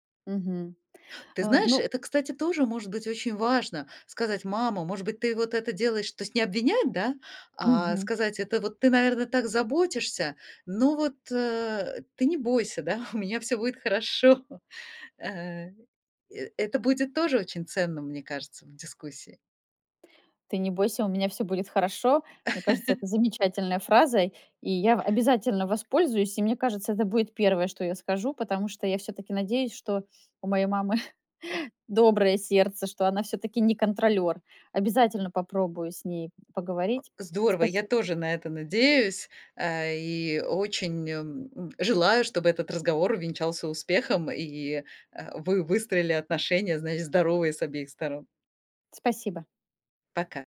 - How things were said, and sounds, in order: chuckle; laugh; chuckle; other background noise; tapping
- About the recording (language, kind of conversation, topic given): Russian, advice, Как вы справляетесь с постоянной критикой со стороны родителей?